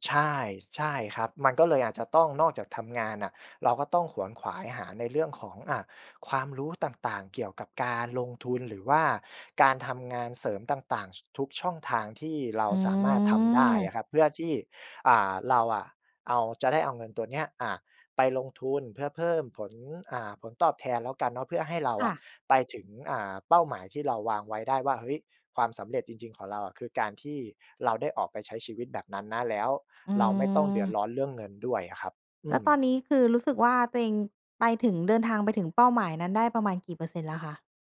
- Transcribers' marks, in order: none
- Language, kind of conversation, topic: Thai, podcast, คุณวัดความสำเร็จด้วยเงินเพียงอย่างเดียวหรือเปล่า?